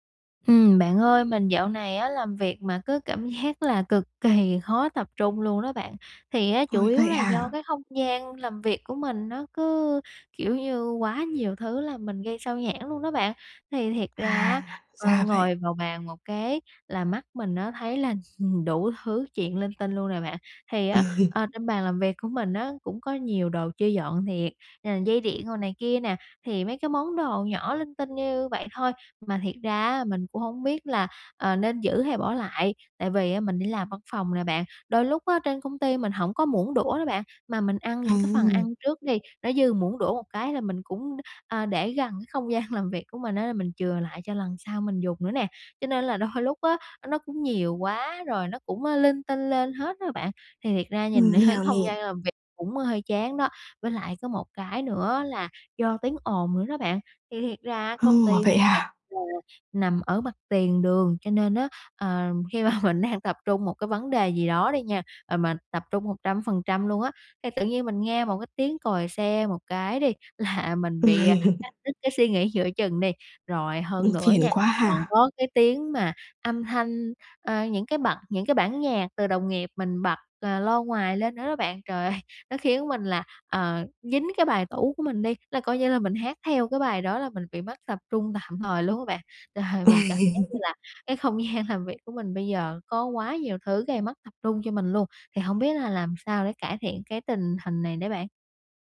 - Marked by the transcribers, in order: other background noise; laughing while speaking: "giác"; tapping; laughing while speaking: "đủ"; laughing while speaking: "gian"; laughing while speaking: "đôi"; laughing while speaking: "nhìn"; unintelligible speech; laughing while speaking: "mà"; laughing while speaking: "là"; laugh; laughing while speaking: "ơi!"; laughing while speaking: "Uầy"; laughing while speaking: "gian"; laugh
- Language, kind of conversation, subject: Vietnamese, advice, Làm thế nào để điều chỉnh không gian làm việc để bớt mất tập trung?